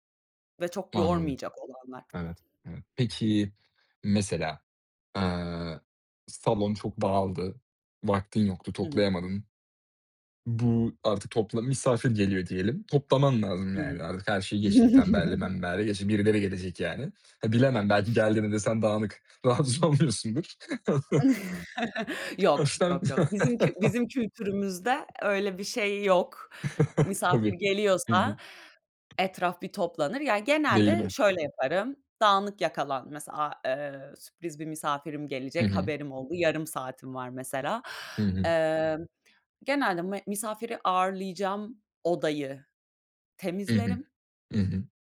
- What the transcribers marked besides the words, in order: other background noise; tapping; chuckle; chuckle; laughing while speaking: "rahatsız olmuyorsundur"; chuckle
- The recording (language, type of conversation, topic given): Turkish, podcast, Dağınıklıkla başa çıkmak için hangi yöntemleri kullanıyorsun?